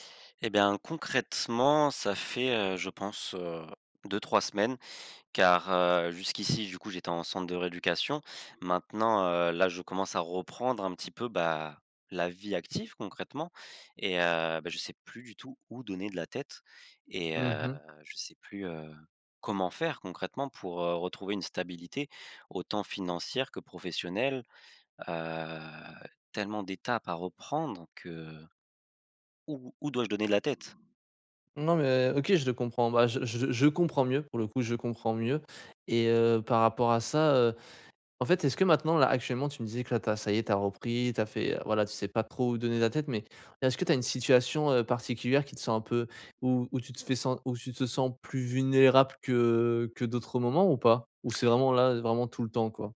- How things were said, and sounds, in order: other background noise; stressed: "reprendre"; drawn out: "Heu"
- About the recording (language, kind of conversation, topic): French, advice, Comment retrouver un sentiment de sécurité après un grand changement dans ma vie ?